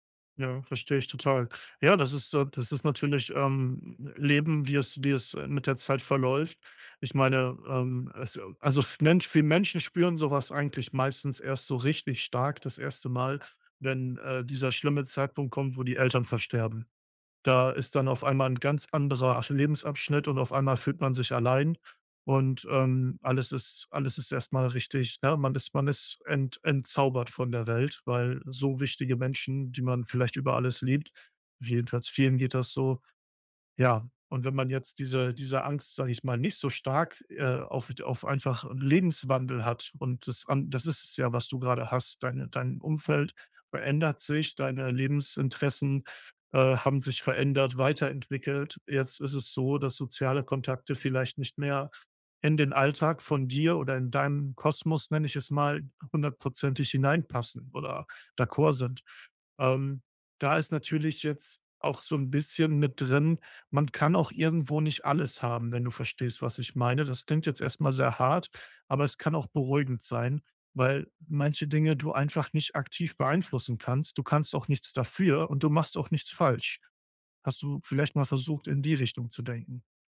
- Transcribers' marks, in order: none
- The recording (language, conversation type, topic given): German, advice, Wie kann ich mein Umfeld nutzen, um meine Gewohnheiten zu ändern?